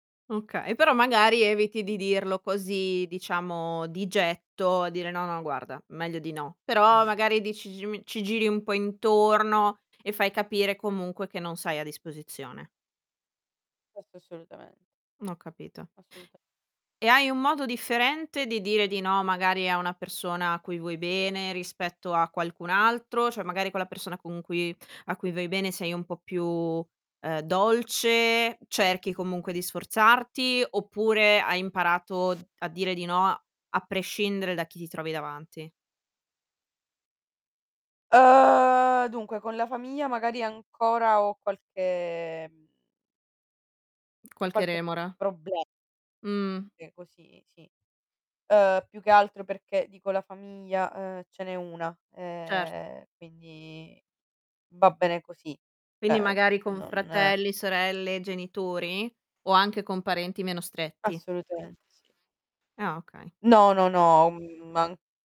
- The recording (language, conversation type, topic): Italian, podcast, Qual è il tuo approccio per dire di no senza creare conflitto?
- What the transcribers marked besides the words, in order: other background noise; static; drawn out: "Uhm"; drawn out: "qualche"; tapping; distorted speech; "Sì" said as "ì"; drawn out: "ehm, quindi"; "cioè" said as "ceh"; drawn out: "un"